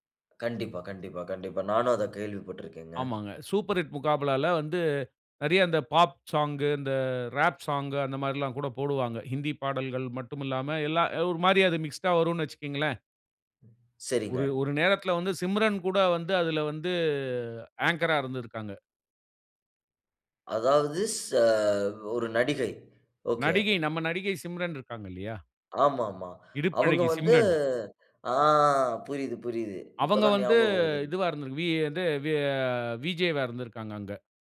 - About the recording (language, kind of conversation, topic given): Tamil, podcast, தனித்துவமான ஒரு அடையாள தோற்றம் உருவாக்கினாயா? அதை எப்படி உருவாக்கினாய்?
- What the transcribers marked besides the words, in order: in English: "பாப் சாங்"; in English: "ராப் சாங்"; in English: "மிக்ஸ்ட்‌டா"; in English: "ஆங்கரா"; surprised: "ஆ"; in English: "விஜே"